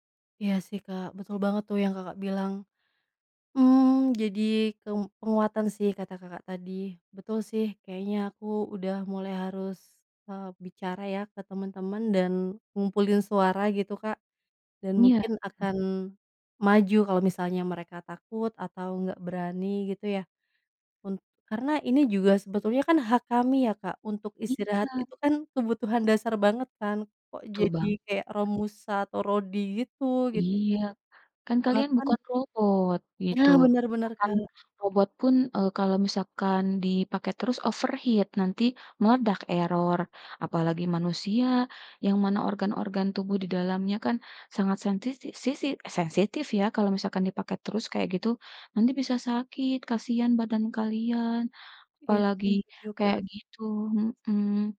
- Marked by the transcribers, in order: in English: "overheat"
- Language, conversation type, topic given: Indonesian, advice, Bagaimana cara mengatasi jam tidur yang berantakan karena kerja shift atau jadwal yang sering berubah-ubah?